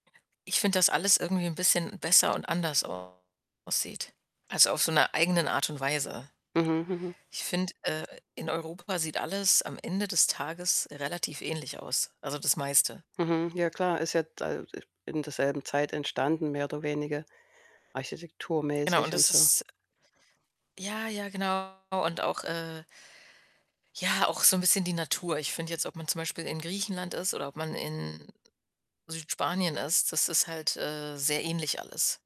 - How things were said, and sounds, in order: other background noise; distorted speech; mechanical hum; unintelligible speech; static
- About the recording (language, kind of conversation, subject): German, podcast, Wie hast du dich entschieden, in eine neue Stadt zu ziehen?